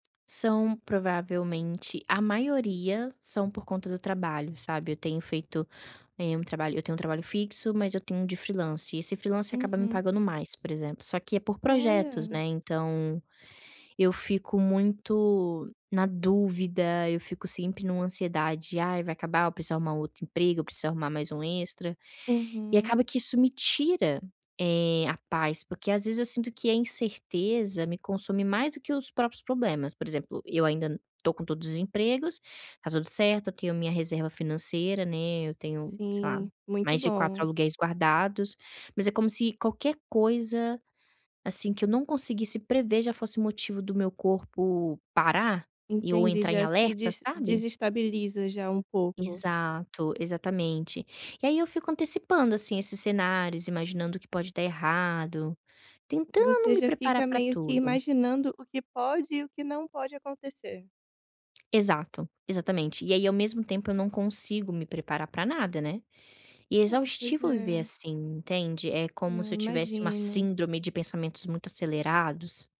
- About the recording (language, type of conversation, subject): Portuguese, advice, Como posso dar um passo prático agora para lidar com a ansiedade causada pelas incertezas do dia a dia?
- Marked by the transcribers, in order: tapping; in English: "freelancer"; in English: "freelancer"